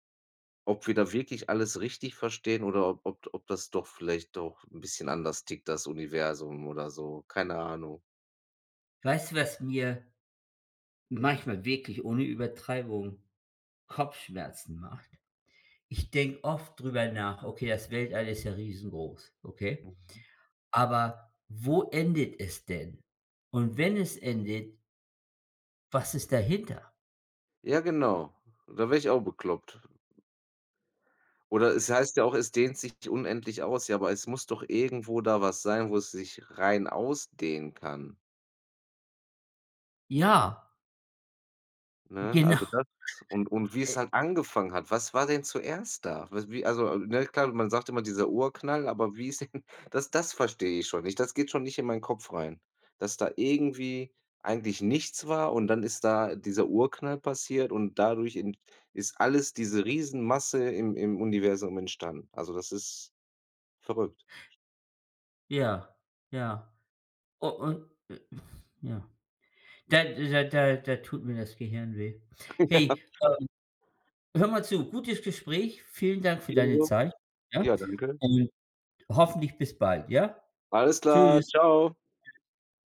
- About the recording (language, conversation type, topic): German, unstructured, Welche wissenschaftliche Entdeckung findest du am faszinierendsten?
- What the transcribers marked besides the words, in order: other background noise; laughing while speaking: "Genau"; laughing while speaking: "denn"; laughing while speaking: "Ja"